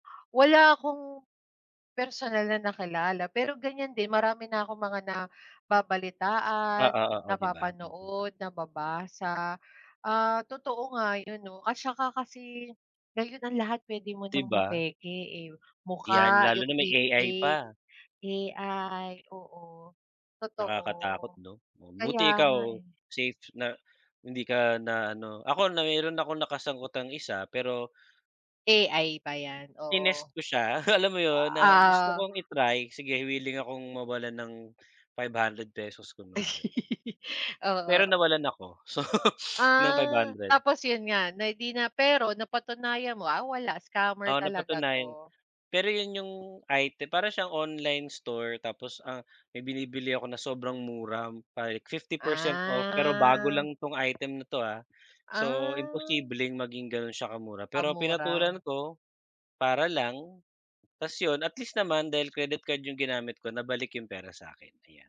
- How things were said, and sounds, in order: giggle; laugh; drawn out: "Ah"
- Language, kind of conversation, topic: Filipino, unstructured, Ano ang opinyon mo tungkol sa mga panloloko sa internet na may kinalaman sa pera?